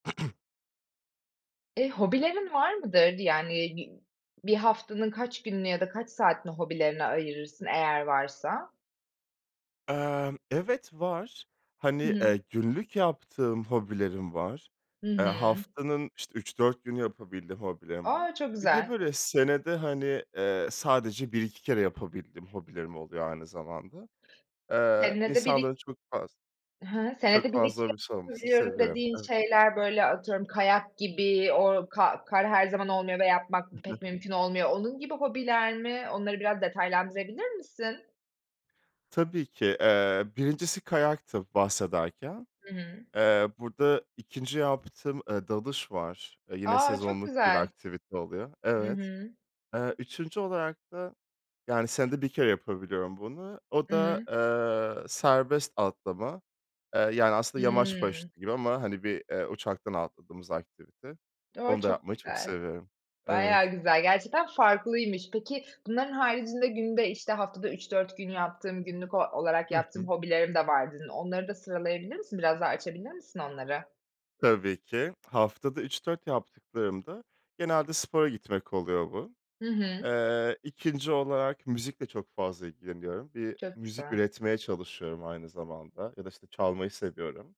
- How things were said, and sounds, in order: throat clearing; chuckle
- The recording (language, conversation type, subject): Turkish, podcast, En unutulmaz hobi anını anlatır mısın?